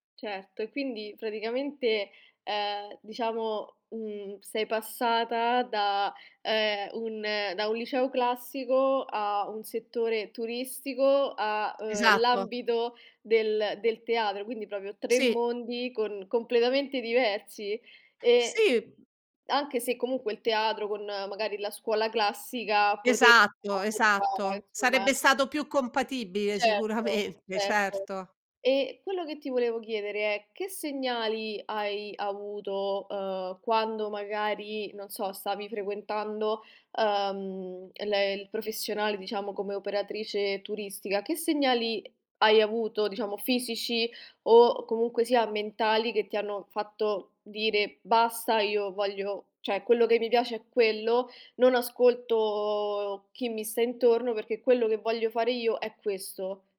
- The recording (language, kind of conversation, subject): Italian, podcast, Che cosa ti fa capire che una scelta ti sembra davvero giusta?
- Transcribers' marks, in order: "proprio" said as "propio"; laughing while speaking: "sicuramente"; other background noise; "cioè" said as "ceh"; drawn out: "ascolto"; tapping